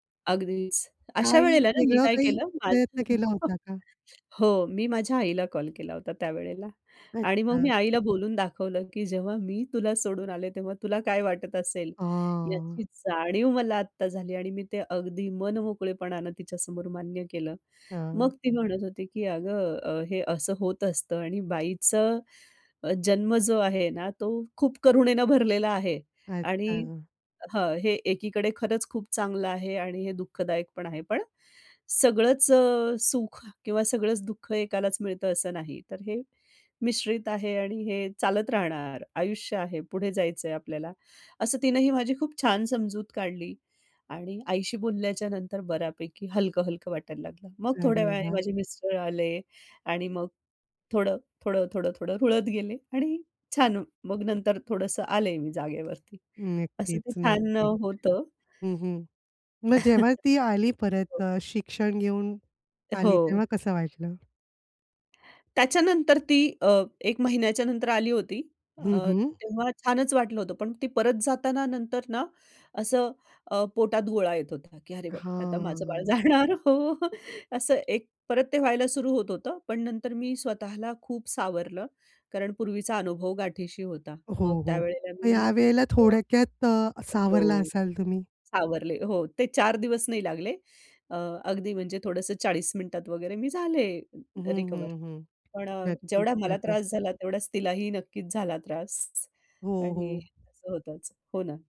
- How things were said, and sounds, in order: unintelligible speech; drawn out: "आह"; tapping; chuckle; drawn out: "हां"; laughing while speaking: "आता माझं बाळ जाणार हो"; other noise
- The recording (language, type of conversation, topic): Marathi, podcast, एकटे वाटू लागले तर तुम्ही प्रथम काय करता?